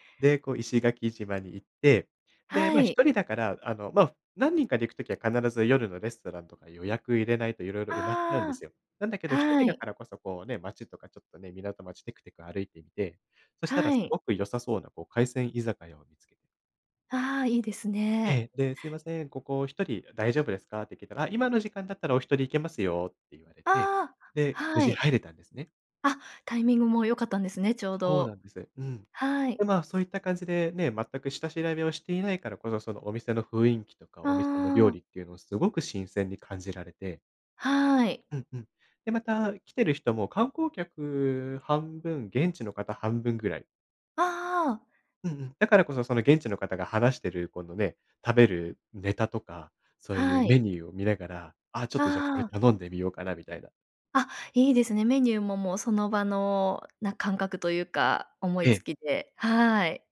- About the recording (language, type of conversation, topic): Japanese, podcast, 旅行で学んだ大切な教訓は何ですか？
- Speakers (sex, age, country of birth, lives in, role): female, 40-44, Japan, Japan, host; male, 25-29, Japan, Portugal, guest
- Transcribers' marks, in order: none